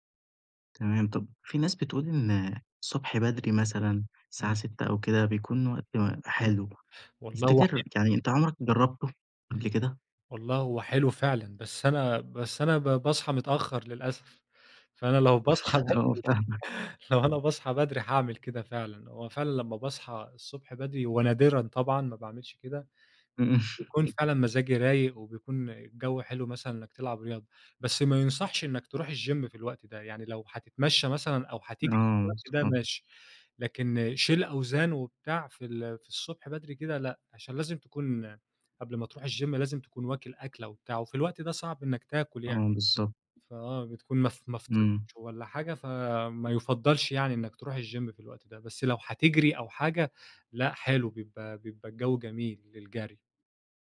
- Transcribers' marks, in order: other background noise; laughing while speaking: "باصحى بدري، لو أنا باصحى"; chuckle; laughing while speaking: "آه، فاهمك"; tapping; chuckle; in English: "الGym"; in English: "الGym"; in English: "الGym"
- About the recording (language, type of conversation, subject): Arabic, podcast, إزاي تحافظ على نشاطك البدني من غير ما تروح الجيم؟